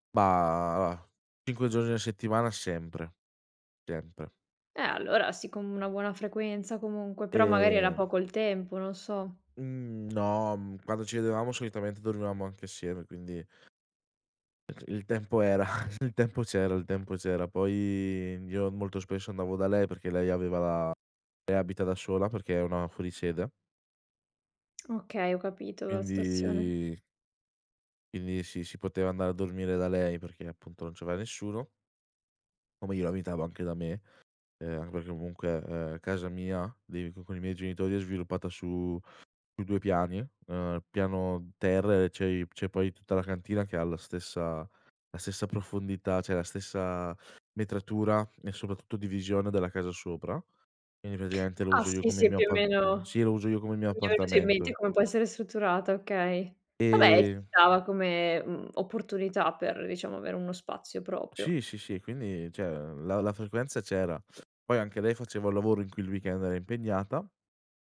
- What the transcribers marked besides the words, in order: chuckle; tapping; teeth sucking; "cioè" said as "ceh"
- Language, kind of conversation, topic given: Italian, podcast, Qual è la canzone che più ti rappresenta?